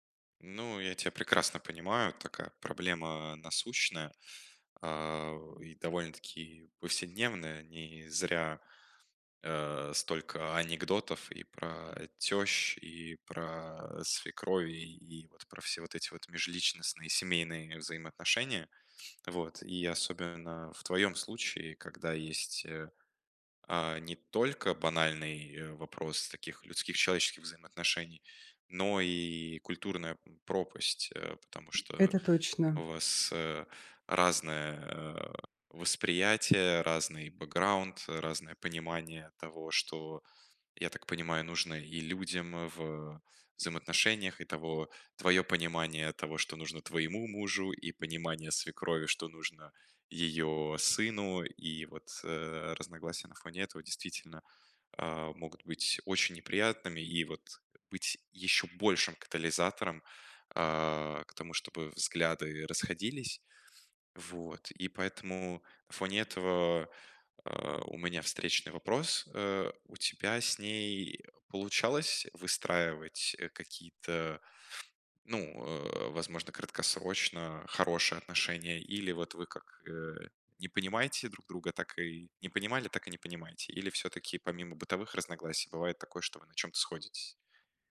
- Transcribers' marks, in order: tapping; other background noise
- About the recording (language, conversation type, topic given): Russian, advice, Как сохранить хорошие отношения, если у нас разные жизненные взгляды?